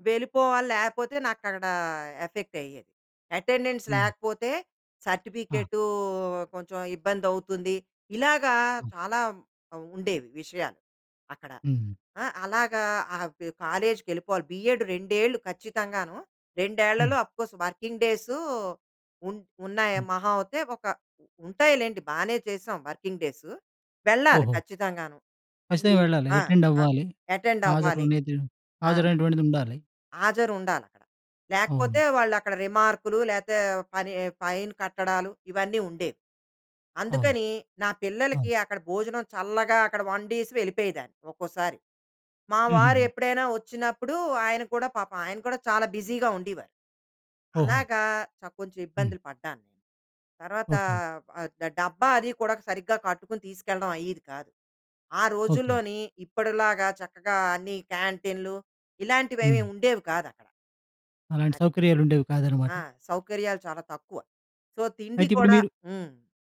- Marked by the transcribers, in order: "నాకక్కడా" said as "నాకరడా"; in English: "ఎటెండెన్స్"; in English: "బిఎడ్"; in English: "అఫ్కోర్స్ వర్కింగ్ డేస్"; in English: "వర్కింగ్"; in English: "ఫైన్"; in English: "బిజీగా"; in English: "సో"
- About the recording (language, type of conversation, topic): Telugu, podcast, మీరు గర్వపడే ఒక ఘట్టం గురించి వివరించగలరా?